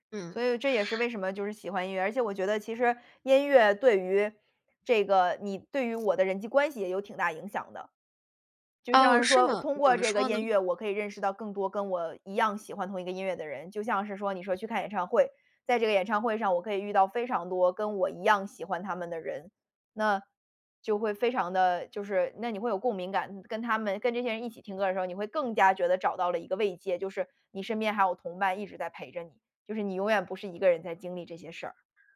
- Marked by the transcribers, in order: none
- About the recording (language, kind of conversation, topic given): Chinese, podcast, 音乐曾如何陪你度过难关？